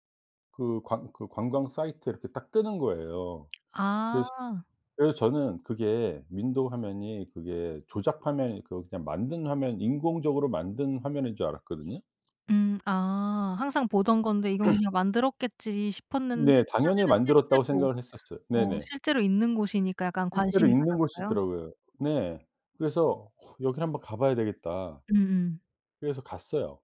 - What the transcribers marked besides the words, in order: lip smack; other background noise; throat clearing
- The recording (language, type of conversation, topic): Korean, podcast, 가장 기억에 남는 여행지는 어디였나요?